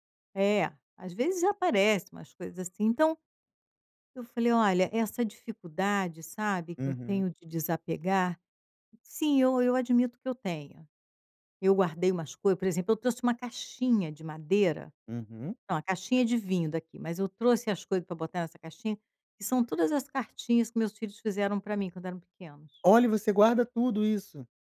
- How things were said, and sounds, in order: tapping
- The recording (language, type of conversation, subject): Portuguese, advice, Como posso lidar com a dificuldade de me desapegar de objetos sentimentais que herdei ou ganhei?